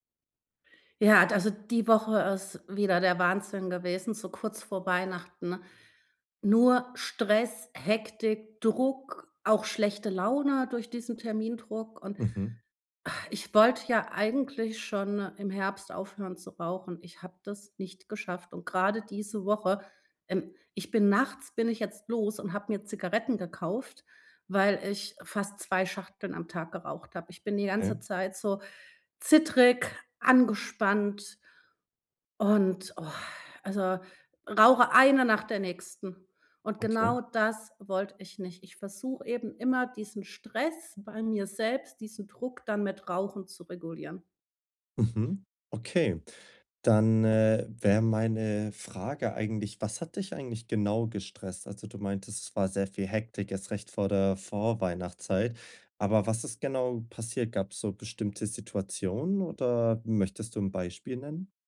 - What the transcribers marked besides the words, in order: none
- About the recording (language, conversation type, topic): German, advice, Wie kann ich mit starken Gelüsten umgehen, wenn ich gestresst bin?